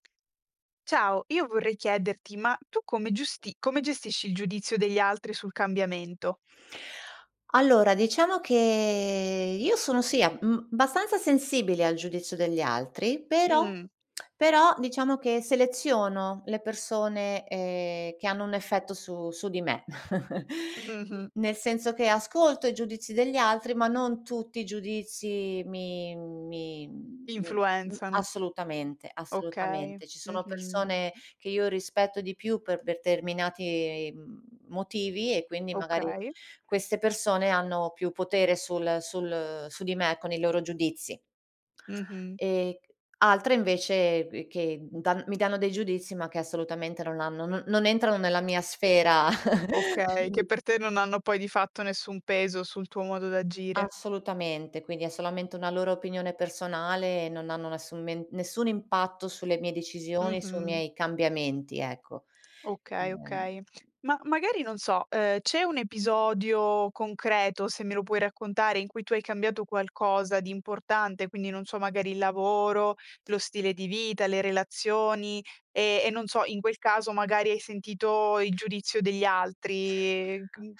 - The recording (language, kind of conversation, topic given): Italian, podcast, Come gestisci il giudizio degli altri quando decidi di cambiare qualcosa?
- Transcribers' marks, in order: tapping; other background noise; "abbastanza" said as "bastanza"; tsk; chuckle; "determinati" said as "verterminati"; chuckle